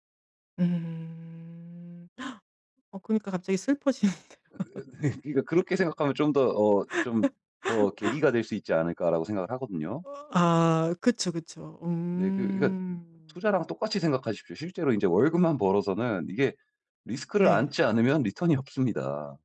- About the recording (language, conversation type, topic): Korean, advice, 완벽주의로 지치지 않도록 과도한 자기기대를 현실적으로 조정하는 방법은 무엇인가요?
- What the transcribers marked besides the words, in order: gasp; other noise; laughing while speaking: "슬퍼지는데요"; laugh; other background noise